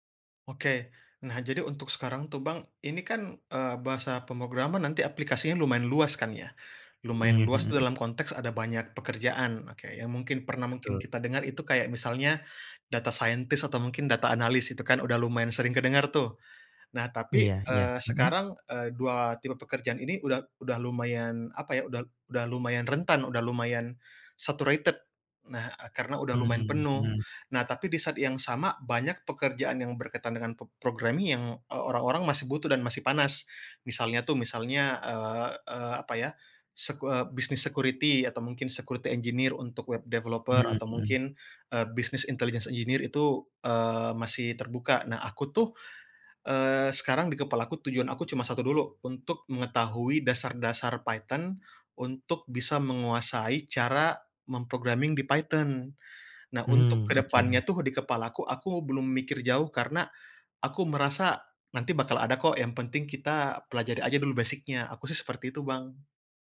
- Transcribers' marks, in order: in English: "data scientist"; other background noise; in English: "saturated"; in English: "programming"; in English: "security engineer"; in English: "web developer"; in English: "business intelligence engineer"; in English: "mem-programming"
- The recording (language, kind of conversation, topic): Indonesian, advice, Bagaimana cara mengatasi kehilangan semangat untuk mempelajari keterampilan baru atau mengikuti kursus?